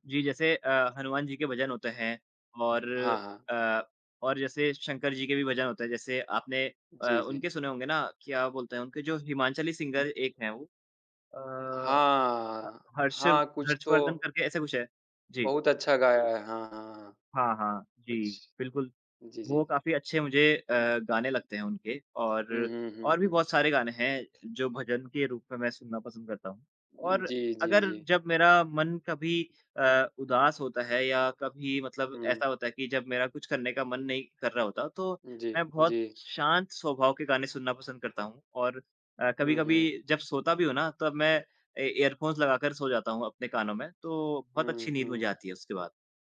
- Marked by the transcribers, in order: in English: "सिंगर"; in English: "ईयरफोन्स"
- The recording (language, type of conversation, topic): Hindi, unstructured, आपका पसंदीदा गाना कौन सा है और आपको वह क्यों पसंद है?